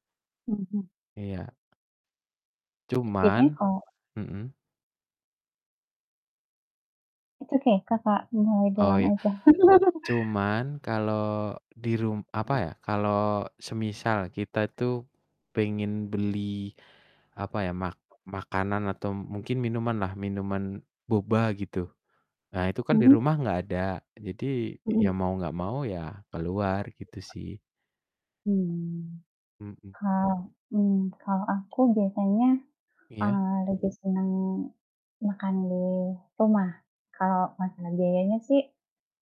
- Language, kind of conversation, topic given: Indonesian, unstructured, Bagaimana Anda memutuskan apakah akan makan di rumah atau makan di luar?
- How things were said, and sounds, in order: distorted speech; other background noise; static; unintelligible speech; laugh